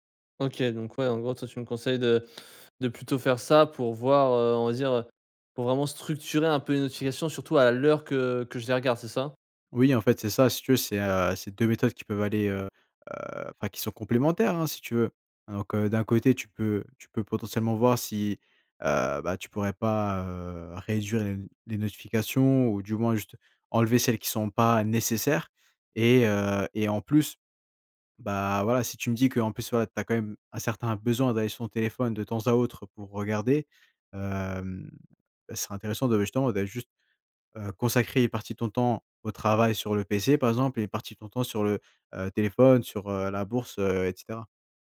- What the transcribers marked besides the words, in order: stressed: "l'heure"; stressed: "nécessaires"
- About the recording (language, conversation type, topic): French, advice, Quelles sont tes distractions les plus fréquentes (notifications, réseaux sociaux, courriels) ?